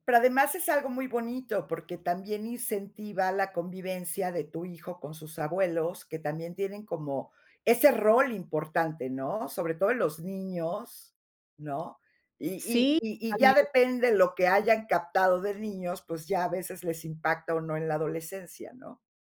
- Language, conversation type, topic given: Spanish, podcast, ¿Qué rituales compartes con tu familia cada día?
- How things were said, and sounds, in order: none